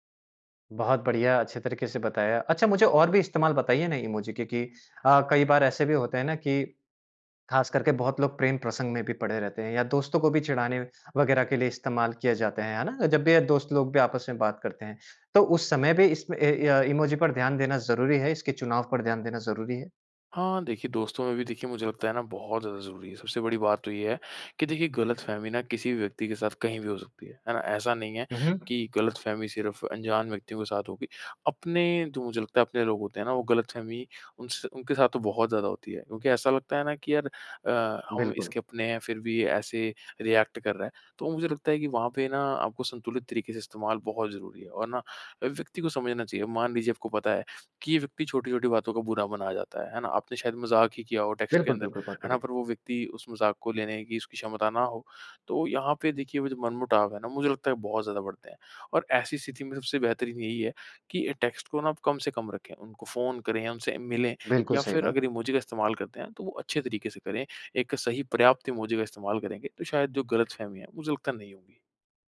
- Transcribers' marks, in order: in English: "रिएक्ट"; in English: "टेक्स्ट"; in English: "टेक्स्ट"; in English: "इमोजी"; in English: "इमोजी"
- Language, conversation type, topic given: Hindi, podcast, टेक्स्ट संदेशों में गलतफहमियाँ कैसे कम की जा सकती हैं?